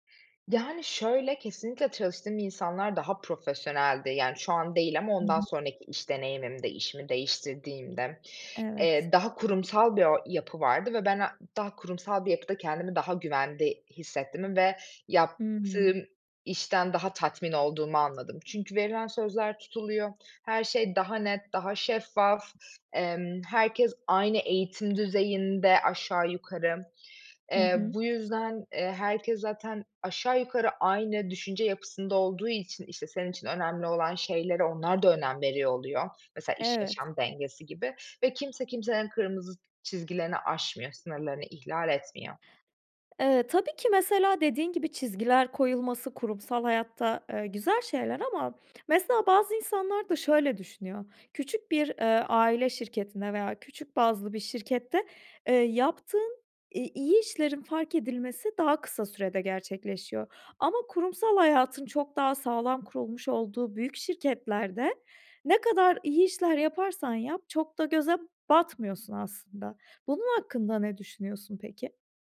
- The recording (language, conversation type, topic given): Turkish, podcast, Para mı, iş tatmini mi senin için daha önemli?
- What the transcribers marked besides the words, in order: other background noise; tapping